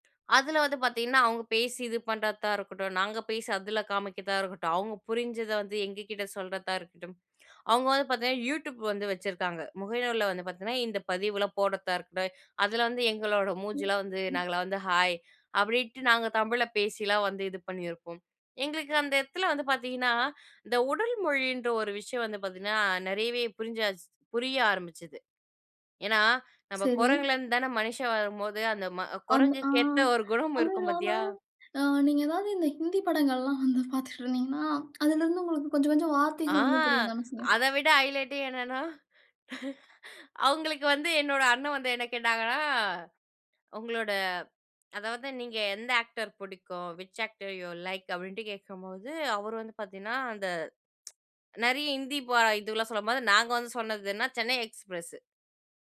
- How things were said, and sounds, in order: in English: "யூடியூப்"; unintelligible speech; drawn out: "ஆ"; laughing while speaking: "ஏத்த ஒரு குணம் இருக்கும் பாத்தியா!"; drawn out: "அ"; other noise; laughing while speaking: "வந்து பார்த்துட்டு இருந்தீங்கனா"; drawn out: "ஆ"; in English: "ஹைலைட்டே"; laughing while speaking: "அவங்களுக்கு வந்து என்னோட அண்ணன் வந்து என்ன கேட்டாங்கன்னா"; in English: "விச் ஆக்டர் யூ லைக்?"; tsk
- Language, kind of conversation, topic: Tamil, podcast, மொழி தெரியாமலே நீங்கள் எப்படி தொடர்பு கொண்டு வந்தீர்கள்?